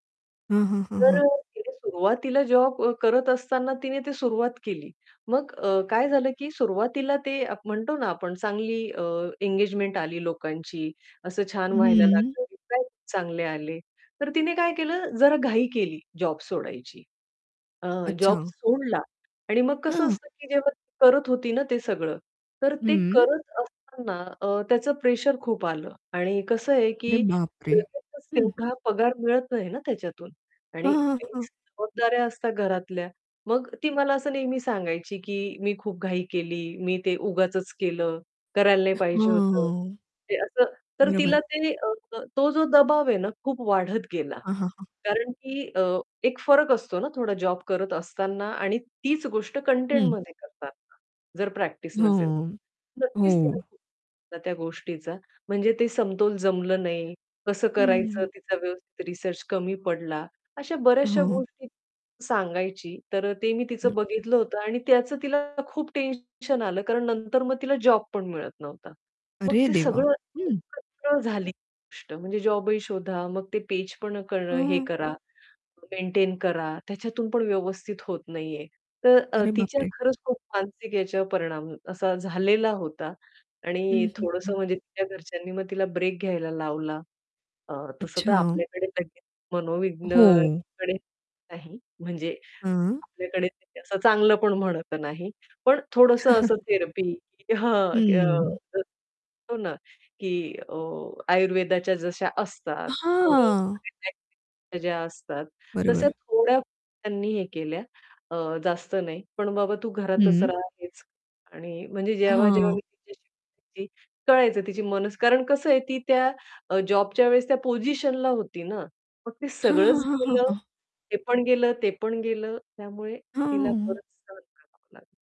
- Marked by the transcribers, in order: distorted speech; unintelligible speech; static; unintelligible speech; unintelligible speech; tapping; chuckle; in English: "थेरपी"; unintelligible speech
- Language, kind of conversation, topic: Marathi, podcast, कंटेंट तयार करण्याचा दबाव मानसिक आरोग्यावर कसा परिणाम करतो?